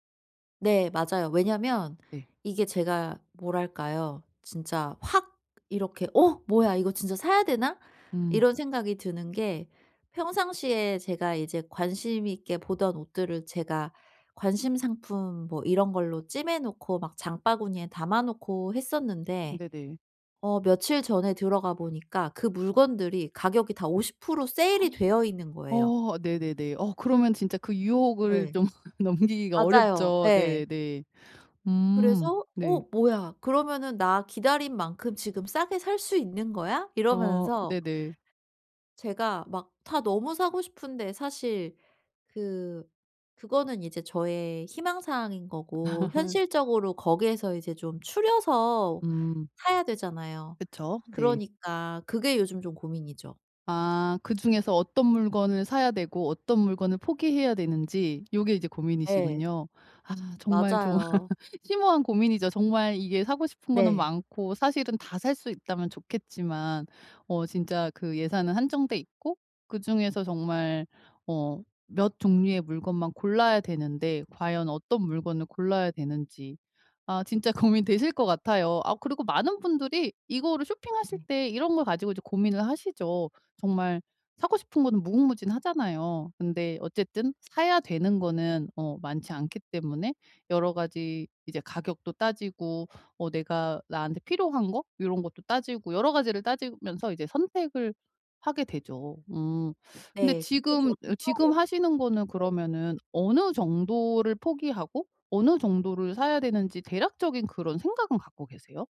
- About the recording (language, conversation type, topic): Korean, advice, 쇼핑할 때 어떤 제품을 선택해야 할지 잘 모르겠을 때, 어떻게 결정하면 좋을까요?
- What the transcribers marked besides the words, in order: other background noise; gasp; laughing while speaking: "좀"; tapping; laugh; laugh